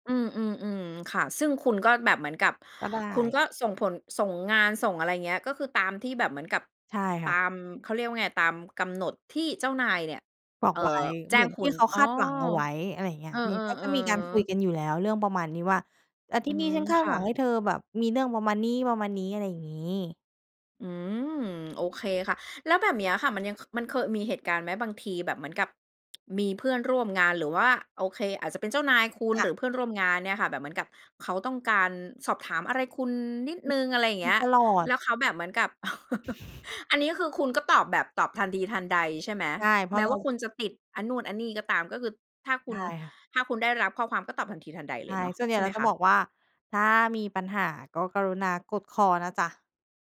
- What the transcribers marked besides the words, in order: chuckle
- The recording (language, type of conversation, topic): Thai, podcast, เล่าให้ฟังหน่อยว่าคุณจัดสมดุลระหว่างงานกับชีวิตส่วนตัวยังไง?